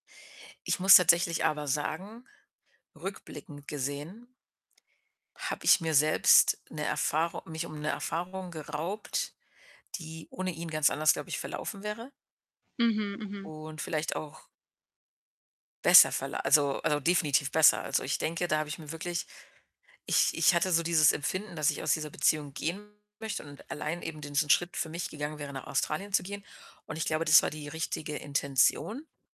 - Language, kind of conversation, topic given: German, podcast, Wie gehst du mit dem Gefühl um, falsch gewählt zu haben?
- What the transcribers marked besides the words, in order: mechanical hum; static; other background noise; distorted speech